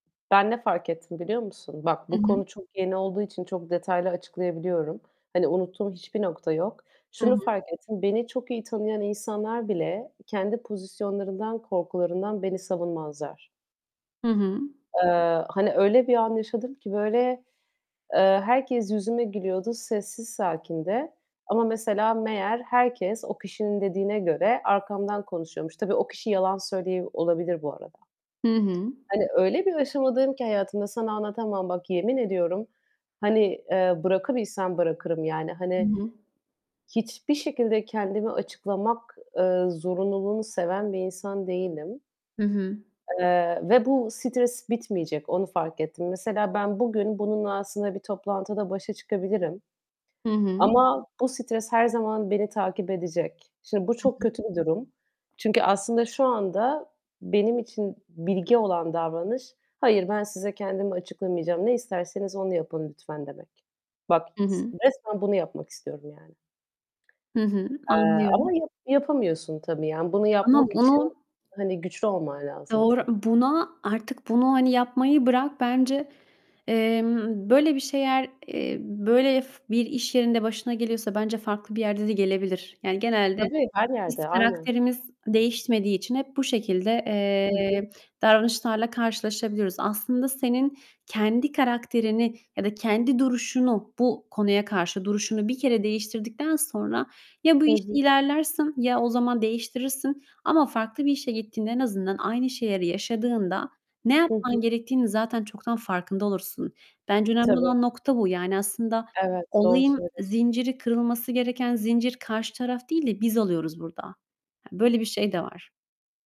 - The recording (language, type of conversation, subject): Turkish, unstructured, Günlük stresle başa çıkmanın en iyi yolu nedir?
- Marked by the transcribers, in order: tapping; distorted speech; static; "sakince" said as "sakinde"; other background noise